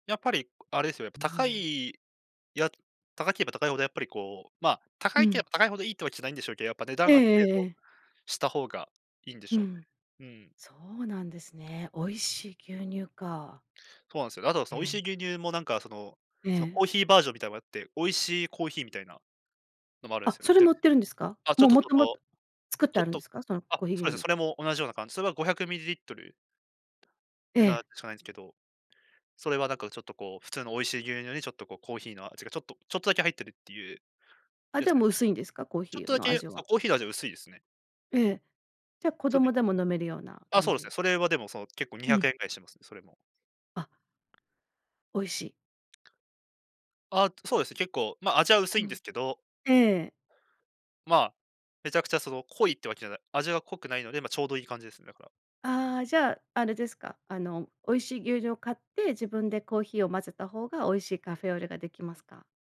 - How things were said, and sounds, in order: other background noise
- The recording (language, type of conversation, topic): Japanese, podcast, あなたの家の味に欠かせない秘密の材料はありますか？